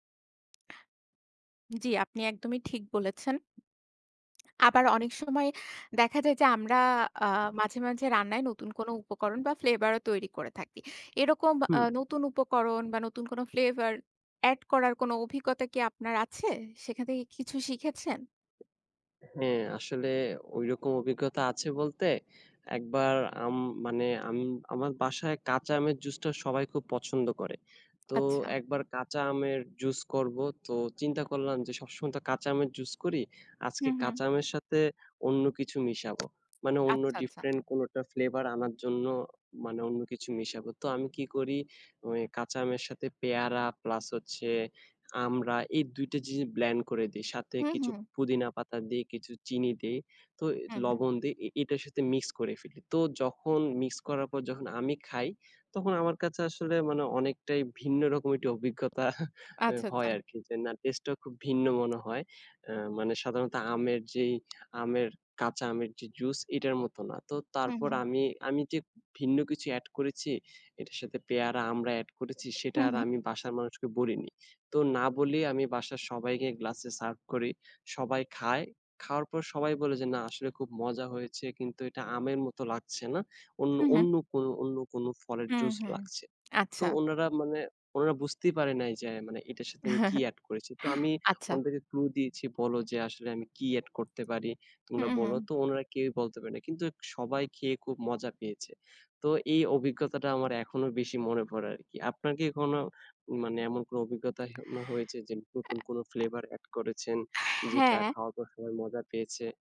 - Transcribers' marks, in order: tapping; background speech; other background noise; "আচ্ছা" said as "আচ্ছাছা"; "ব্লেন্ড" said as "ব্ল্যান্ড"; chuckle; "আচ্ছা" said as "আচ্ছাছা"; horn; chuckle
- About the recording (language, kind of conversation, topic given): Bengali, unstructured, আপনি কি কখনও রান্নায় নতুন কোনো রেসিপি চেষ্টা করেছেন?